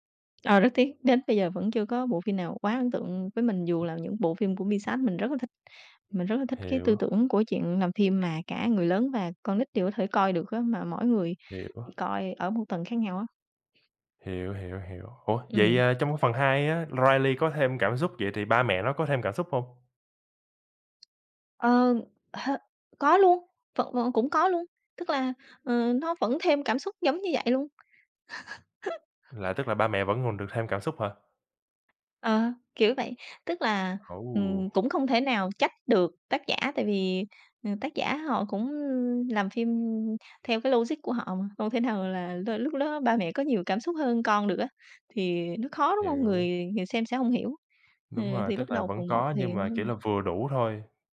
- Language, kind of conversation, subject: Vietnamese, unstructured, Phim nào khiến bạn nhớ mãi không quên?
- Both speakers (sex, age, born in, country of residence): female, 30-34, Vietnam, Vietnam; male, 25-29, Vietnam, United States
- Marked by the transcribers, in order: other background noise; tapping; chuckle